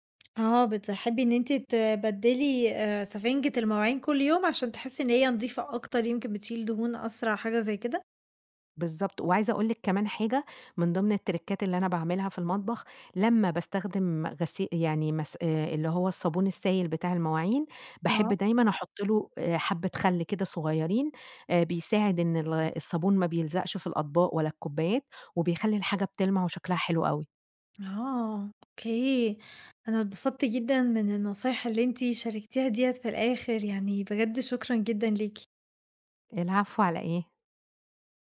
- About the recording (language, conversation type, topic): Arabic, podcast, ازاي تحافظي على ترتيب المطبخ بعد ما تخلصي طبخ؟
- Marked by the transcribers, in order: tapping; in English: "التريكات"